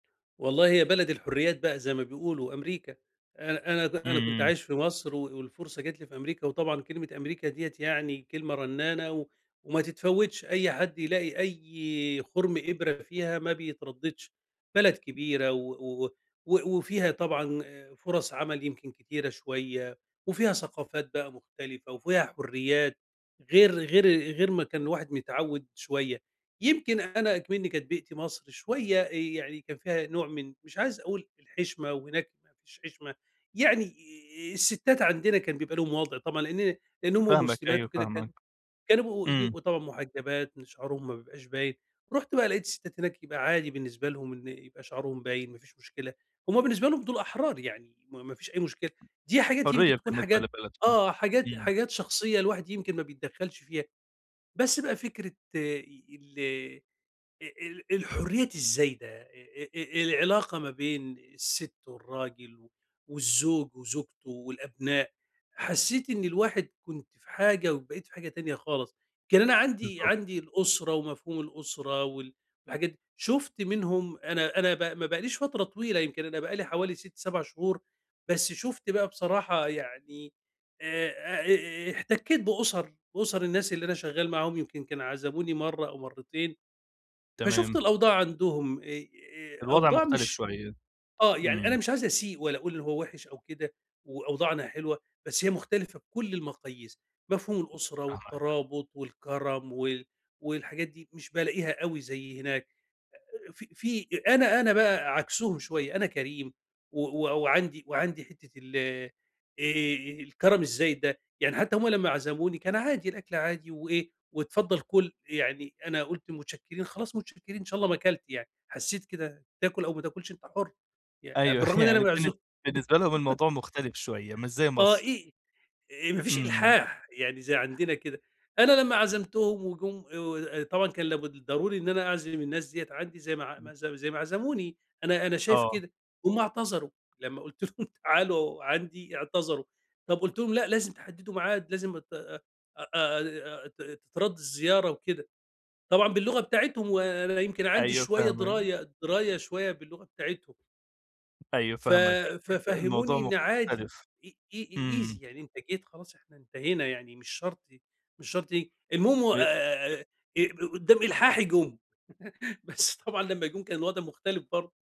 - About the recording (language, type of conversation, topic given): Arabic, advice, إزاي أقدر أحترم العادات والأعراف الاجتماعية من غير ما أتنازل عن نفسيتي وقِيمي؟
- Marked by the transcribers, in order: tapping; chuckle; laugh; laughing while speaking: "لهم: تعالوا"; in English: "easy"; laugh